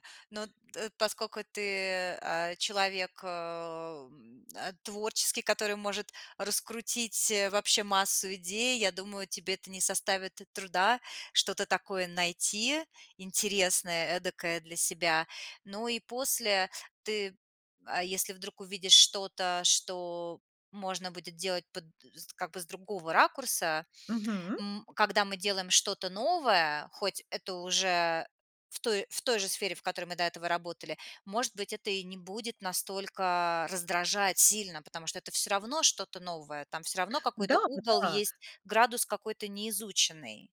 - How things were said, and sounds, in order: none
- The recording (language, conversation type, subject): Russian, advice, Почему я испытываю выгорание и теряю мотивацию к тому, что раньше мне нравилось?